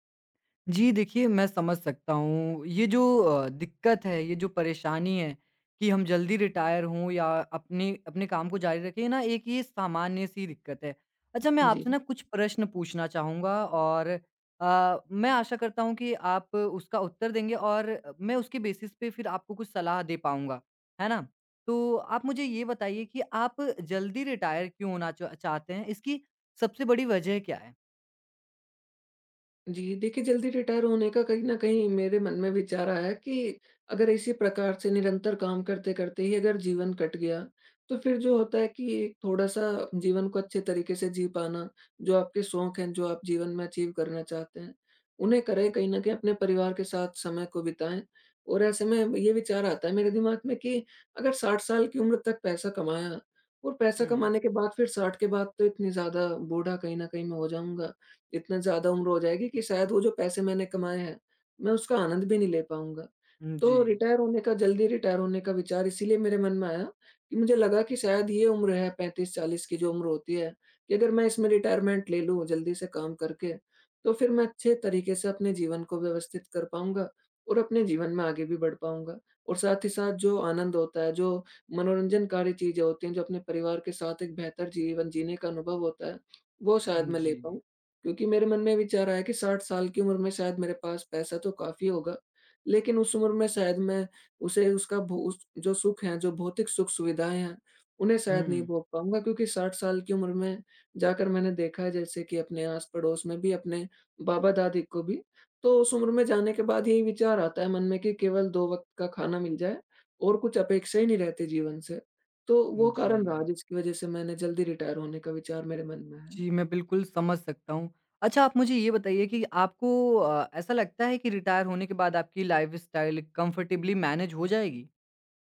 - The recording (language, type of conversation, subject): Hindi, advice, आपको जल्दी सेवानिवृत्ति लेनी चाहिए या काम जारी रखना चाहिए?
- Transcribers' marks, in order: in English: "बेसिस"; in English: "अचीव"; in English: "रिटायरमेंट"; in English: "लाइफ़स्टाइल कम्फ़र्टेबली मैनेज"